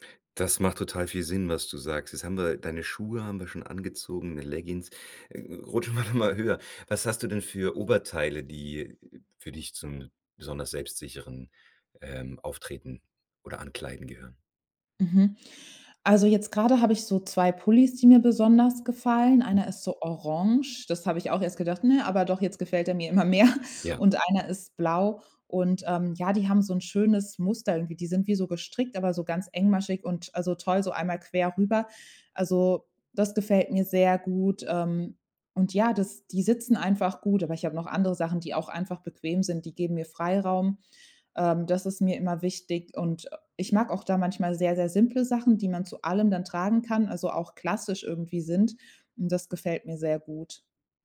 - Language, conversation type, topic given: German, podcast, Gibt es ein Kleidungsstück, das dich sofort selbstsicher macht?
- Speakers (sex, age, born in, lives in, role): female, 30-34, Germany, Germany, guest; male, 40-44, Germany, Germany, host
- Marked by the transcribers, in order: other background noise; laughing while speaking: "wir doch mal"; laughing while speaking: "mehr"